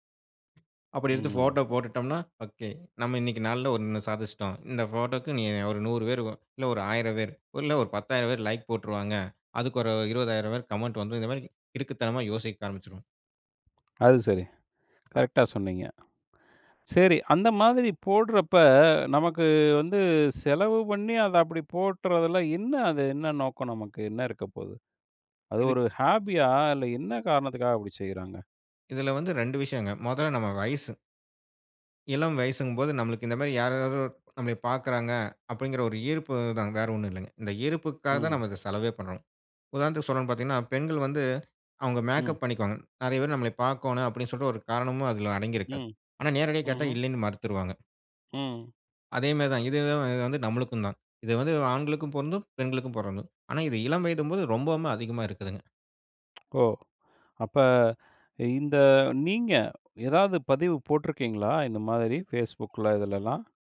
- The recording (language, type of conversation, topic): Tamil, podcast, பேஸ்புக்கில் கிடைக்கும் லைக் மற்றும் கருத்துகளின் அளவு உங்கள் மனநிலையை பாதிக்கிறதா?
- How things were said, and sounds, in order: other background noise; tongue click; in English: "ஹேபியா"; "ஹாபியா" said as "ஹேபியா"; tsk